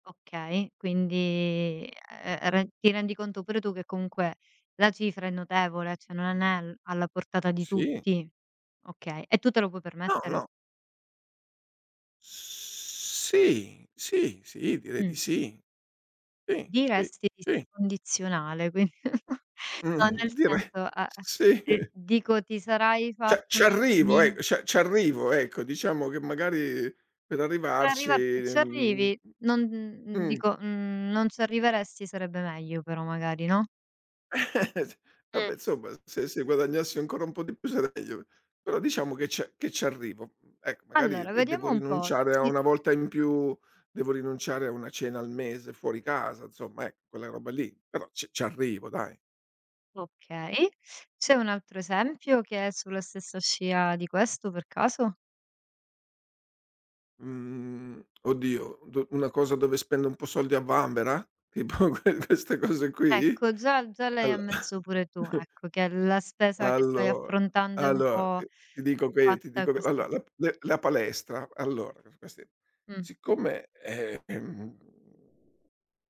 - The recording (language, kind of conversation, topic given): Italian, advice, Come vivi la pressione economica e sociale che ti spinge a spendere oltre le tue possibilità?
- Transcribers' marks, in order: "cioè" said as "ceh"; unintelligible speech; laughing while speaking: "quin"; chuckle; "Cioè" said as "ceh"; "cioè" said as "ceh"; other background noise; chuckle; laughing while speaking: "Tipo"; laughing while speaking: "queste"; chuckle; unintelligible speech